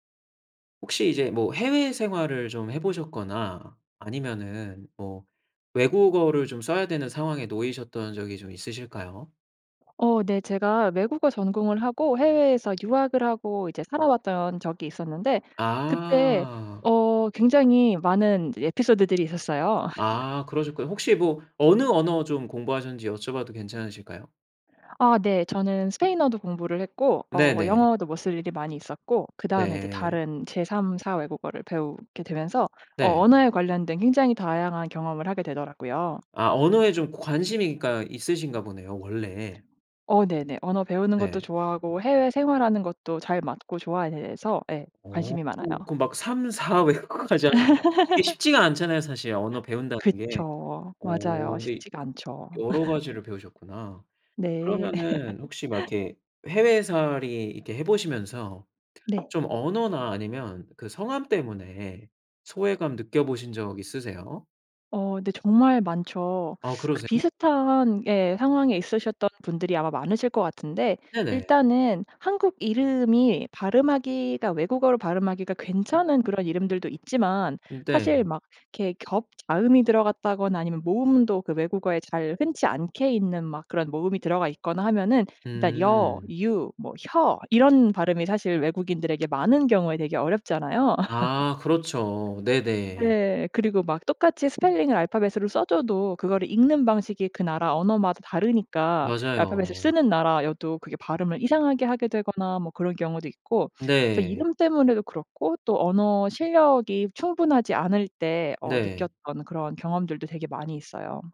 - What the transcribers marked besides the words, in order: other background noise; tapping; laugh; laughing while speaking: "외국어까지 하셨대"; laugh; laugh; laugh; laugh; in English: "스펠링을"
- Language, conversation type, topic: Korean, podcast, 언어나 이름 때문에 소외감을 느껴본 적이 있나요?